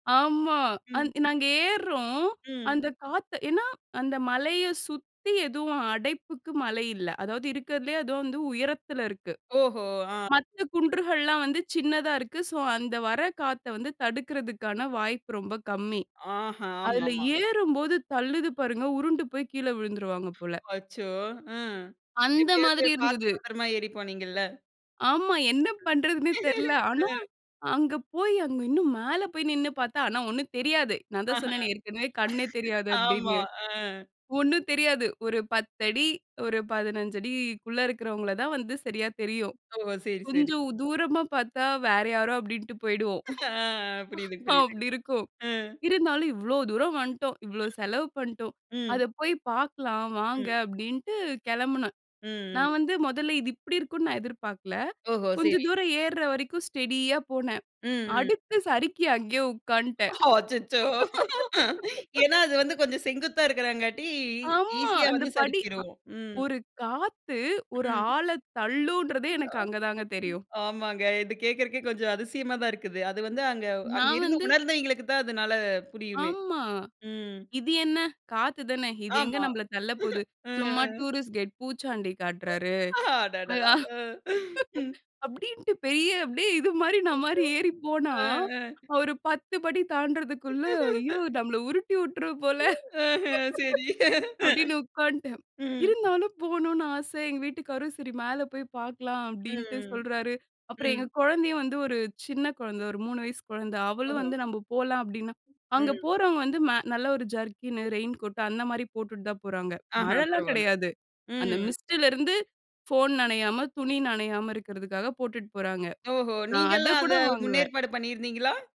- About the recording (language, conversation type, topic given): Tamil, podcast, உங்களுக்கு மிகுந்த மகிழ்ச்சி தந்த அனுபவம் என்ன?
- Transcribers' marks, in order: drawn out: "ஆமா"; other noise; in English: "சோ"; laugh; sneeze; laugh; drawn out: "ஆ"; chuckle; in English: "ஸ்டெடியா"; laugh; laugh; in English: "ஈசியா"; drawn out: "ஆமா"; drawn out: "ஆமா"; chuckle; in English: "டூரிஸ்ட் கைட்"; chuckle; laughing while speaking: "அப்டின்ட்டு பெரிய அப்டியே இது மாரி … இருந்தாலும் போணும்னு ஆசை"; chuckle; laughing while speaking: "ஆ, ஆ"; laugh; laughing while speaking: "ம்ஹ்ம், சரி"; in English: "ஜர்க்கின்னு, ரெயின் கோட்டு"; in English: "மிஸ்ட்டுலிருந்து ஃபோன்"; drawn out: "ம்"